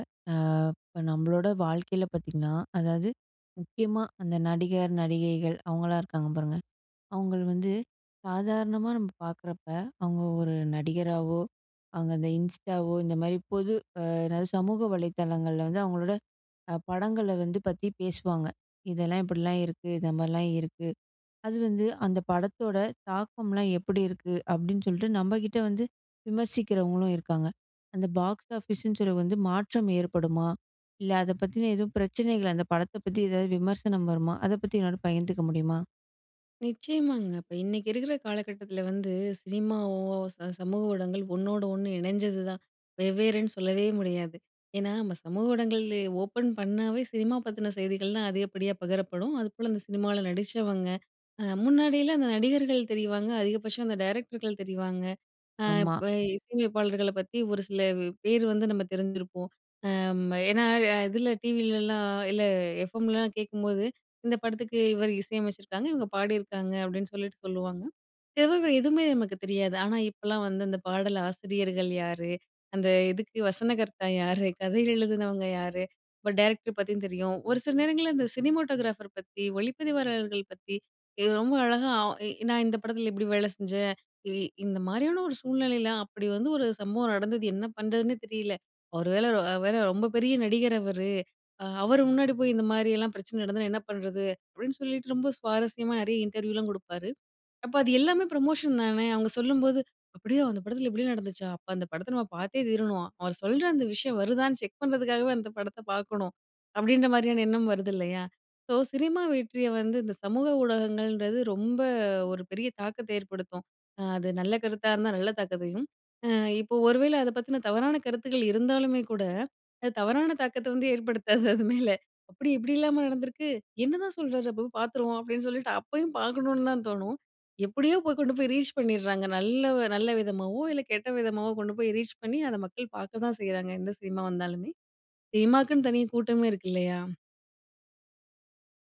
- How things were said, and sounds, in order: other noise; in English: "பாக்ஸ் ஆஃபீஸ்ன்னு"; in English: "டைரக்டர்கள்"; in English: "டைரக்டர்"; in English: "சினிமோட்டோகிராஃபர்"; in English: "இன்டர்வியூலாம்"; in English: "ப்ரமோஷன்"; surprised: "அப்படியா? அந்த படத்தில இப்படி நடந்துச்சா? அப்போ அந்த படத்தை நம்ம பாத்தே தீரணும்"; laughing while speaking: "அது தவறான தாக்கத்த வந்து ஏற்படுத்தாது, அது மேல"; laughing while speaking: "பாத்துருவோம் அப்டின்னு சொல்லிட்டு அப்பயும் பாக்கணுன்னு தான் தோணும்"
- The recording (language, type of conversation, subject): Tamil, podcast, ஒரு நடிகர் சமூக ஊடகத்தில் (இன்ஸ்டாகிராம் போன்றவற்றில்) இடும் பதிவுகள், ஒரு திரைப்படத்தின் வெற்றியை எவ்வாறு பாதிக்கின்றன?